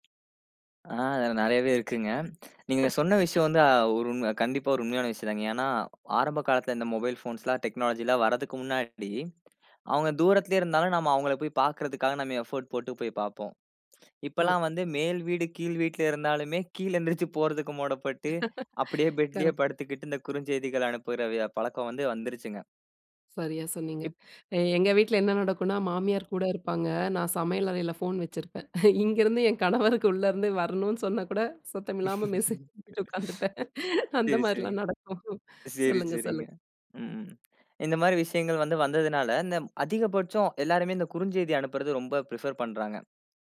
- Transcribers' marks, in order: other noise; other background noise; in English: "எஃபோர்ட்"; chuckle; laughing while speaking: "இங்கேருந்து என் கணவருக்கு உள்ள இருந்து … மெசேஜ் பண்ணிட்டு உட்காந்துப்பேன்"; laugh; in English: "பிரிஃபர்"
- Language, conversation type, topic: Tamil, podcast, ஆன்லைனில் தவறாகப் புரிந்துகொள்ளப்பட்டால் நீங்கள் என்ன செய்வீர்கள்?